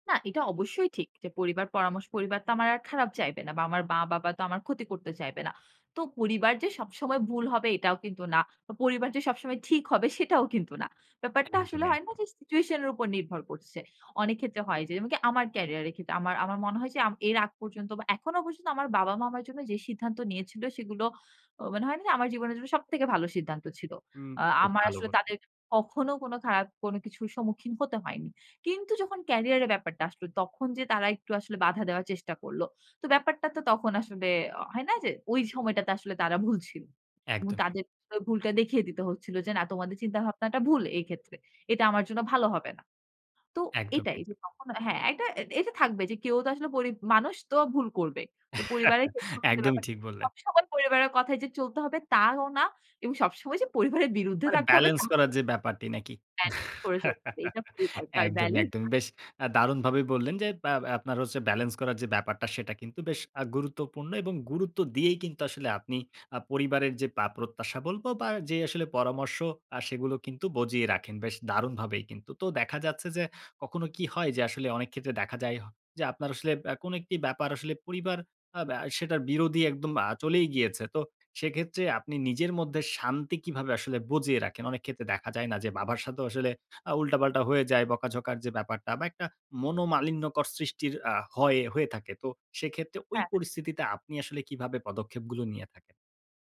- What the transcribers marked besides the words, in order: other background noise; unintelligible speech; unintelligible speech; chuckle; laughing while speaking: "পরিবারের বিরুদ্ধে"; chuckle
- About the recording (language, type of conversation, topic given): Bengali, podcast, পরিবারের প্রত্যাশা আর নিজের ইচ্ছার মধ্যে ভারসাম্য তুমি কীভাবে সামলাও?